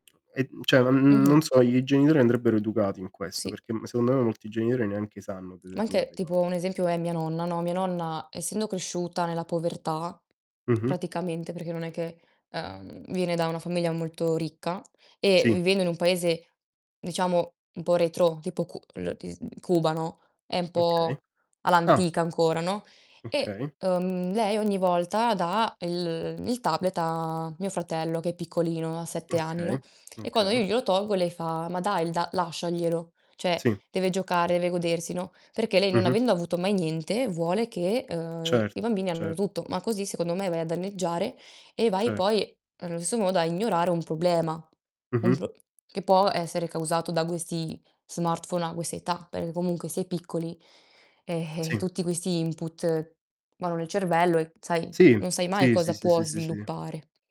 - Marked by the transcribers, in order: "cioè" said as "ceh"; distorted speech; tapping; "cioè" said as "ceh"; "problema" said as "poblema"; "può" said as "po"; "questi" said as "guesti"; "quest'" said as "guest"; in English: "input"
- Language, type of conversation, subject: Italian, unstructured, Cosa pensi delle persone che ignorano i problemi di salute mentale?